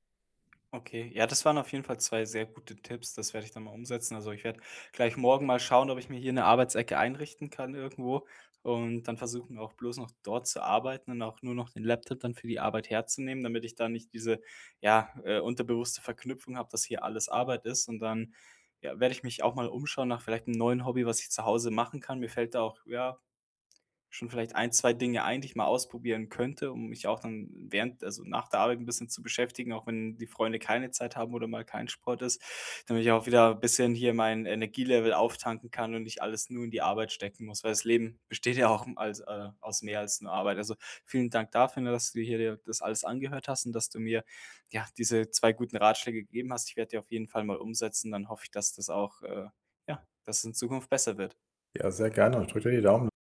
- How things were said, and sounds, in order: other background noise
- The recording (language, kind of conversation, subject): German, advice, Warum fällt es mir schwer, zu Hause zu entspannen und loszulassen?